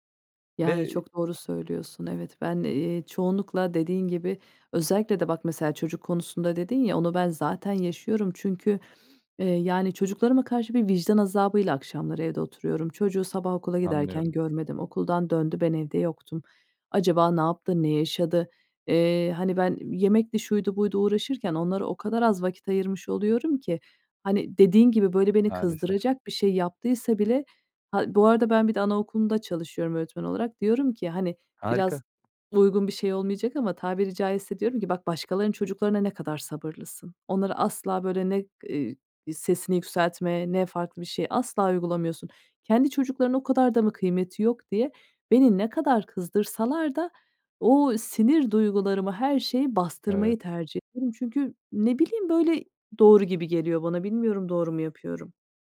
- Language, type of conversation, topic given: Turkish, advice, İş veya stres nedeniyle ilişkiye yeterince vakit ayıramadığınız bir durumu anlatır mısınız?
- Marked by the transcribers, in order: tapping; sniff; other background noise